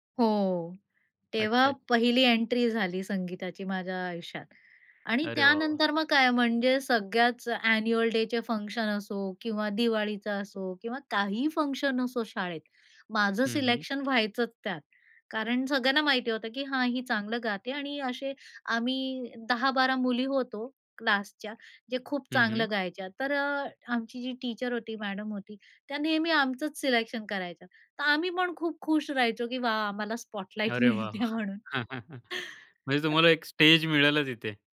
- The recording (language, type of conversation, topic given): Marathi, podcast, तुझ्या संगीताच्या प्रवासात सर्वात मोठी वळणं कोणती होती?
- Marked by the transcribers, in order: in English: "अ‍ॅन्युअल डे चे फंक्शन"; in English: "फंक्शन"; in English: "टीचर"; laughing while speaking: "स्पॉटलाइट मिळते म्हणून"; in English: "स्पॉटलाइट"; chuckle